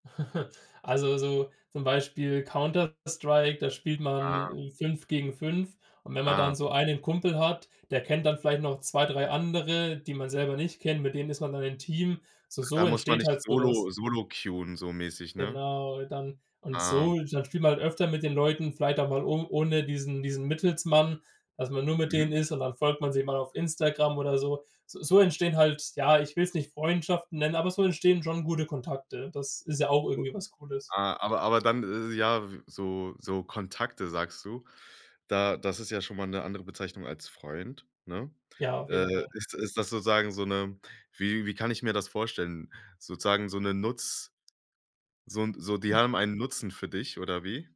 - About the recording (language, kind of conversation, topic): German, podcast, Wie verändert Social Media unsere Nähe zueinander?
- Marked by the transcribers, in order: giggle; put-on voice: "queuen"; in English: "queuen"; other background noise; other noise